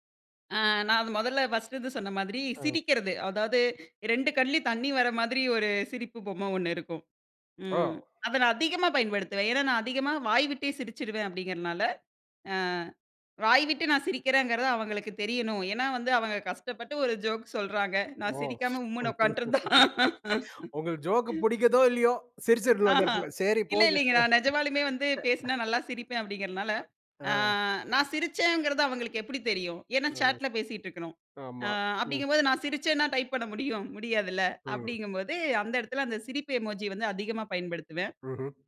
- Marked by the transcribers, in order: tapping; laughing while speaking: "அத நான் அதிகமா பயன்படுத்துவேன். ஏன்னா … சிரிக்காம உம்முன்னு உக்கான்ட்டுருந்தா"; laughing while speaking: "ஓ! உங்களுக்கு ஜோக்கு புடிக்குதோ இல்லையோ, சிரிச்சுரணும் அந்த இடத்துல. சரி போங்க"; other noise; laughing while speaking: "நான் நெஜமாலுமே வந்து பேசுனா நல்லா … வந்து அதிகமா பயன்படுத்துவேன்"; in English: "சாட்ல"; in English: "டைப்"; in English: "எமோஜி"
- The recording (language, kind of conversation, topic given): Tamil, podcast, நீங்கள் எந்தெந்த சூழல்களில் எமோஜிகளை பயன்படுத்துவீர்கள்?